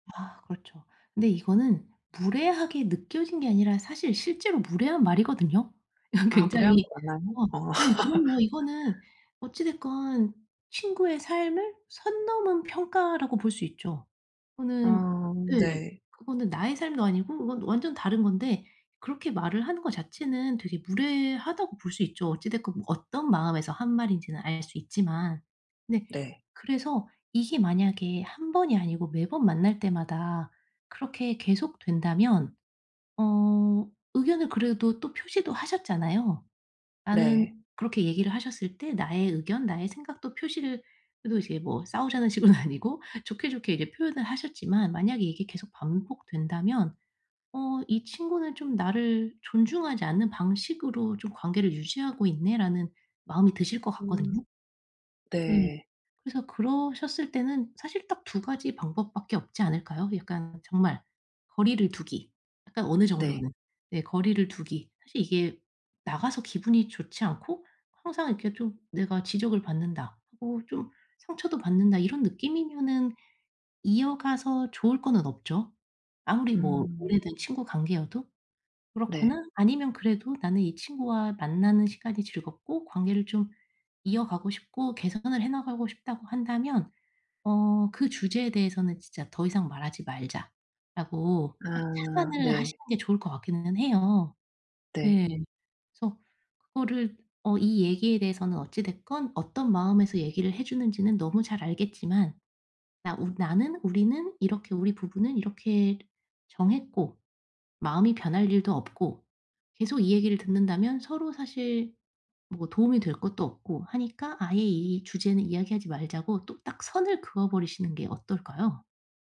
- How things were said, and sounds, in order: sigh; other background noise; laughing while speaking: "이건"; laugh; laughing while speaking: "식으로는"; tapping
- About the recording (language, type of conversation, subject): Korean, advice, 어떻게 하면 타인의 무례한 지적을 개인적으로 받아들이지 않을 수 있을까요?